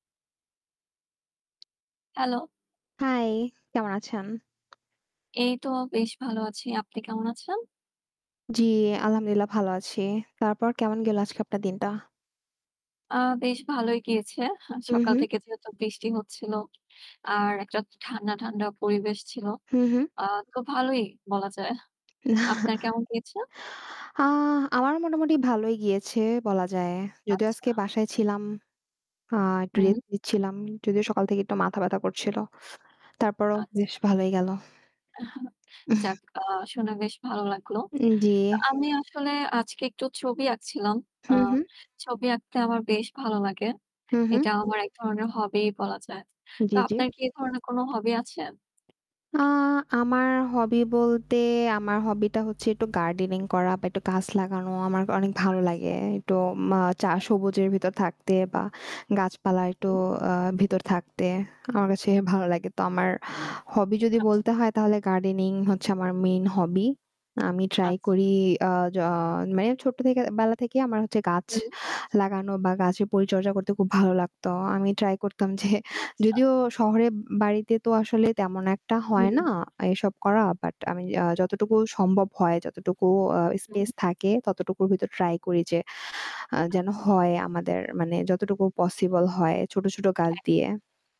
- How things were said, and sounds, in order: tapping; static; other background noise; distorted speech; chuckle; "একটু" said as "এটু"
- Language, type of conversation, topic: Bengali, unstructured, কোন শখটি তোমাকে সবচেয়ে বেশি আনন্দ দেয়?